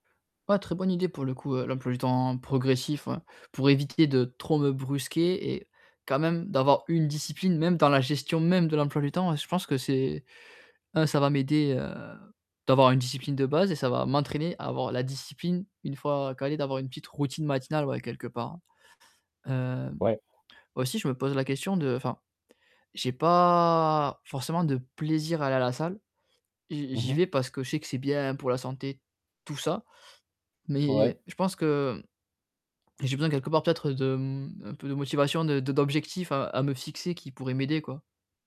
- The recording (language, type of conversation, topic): French, advice, Pourquoi ai-je tendance à remettre à plus tard mes séances d’exercice prévues ?
- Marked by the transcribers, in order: tapping; static; other background noise; drawn out: "pas"